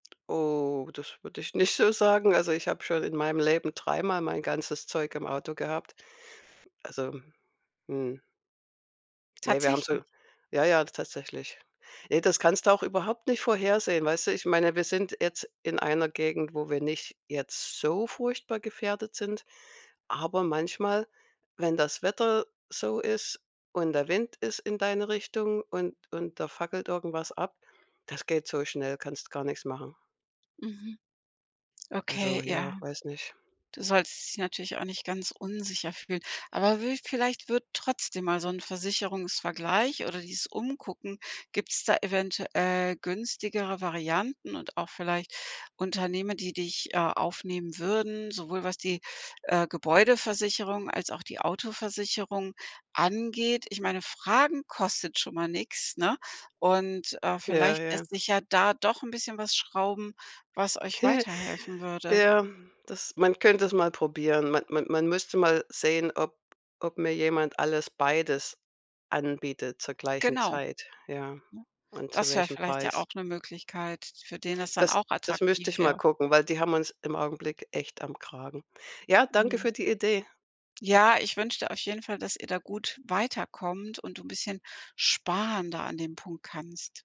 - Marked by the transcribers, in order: laughing while speaking: "nicht"; stressed: "so"; giggle; stressed: "beides"
- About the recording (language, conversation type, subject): German, advice, Sollte ich aus finanziellen oder gesundheitlichen Gründen frühzeitig in den Ruhestand gehen oder weiterarbeiten?